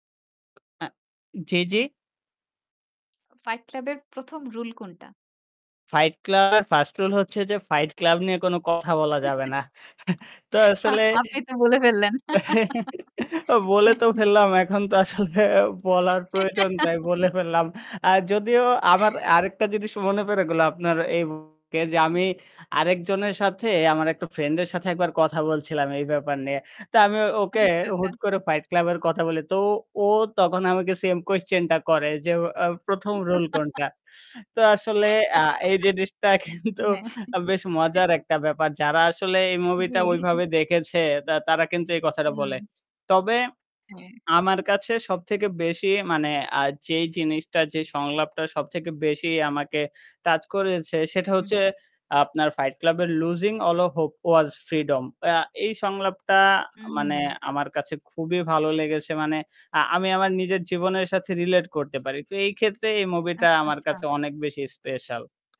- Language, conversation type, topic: Bengali, podcast, তুমি কেন কোনো সিনেমা বারবার দেখো?
- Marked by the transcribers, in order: other background noise; static; distorted speech; giggle; laughing while speaking: "আপনি তো বলে ফেললেন"; chuckle; laughing while speaking: "তো আসলে বলে তো ফেললাম … তাই বলে ফেললাম"; chuckle; giggle; giggle; laughing while speaking: "আচ্ছা, আচ্ছা"; giggle; laughing while speaking: "আচ্ছা। হ্যাঁ"; laughing while speaking: "এই জিনিসটা কিন্তু বেশ মজার একটা ব্যাপার"; giggle; in English: "লুজিং অল ওফ হোপ ওয়াজ ফ্রিডম"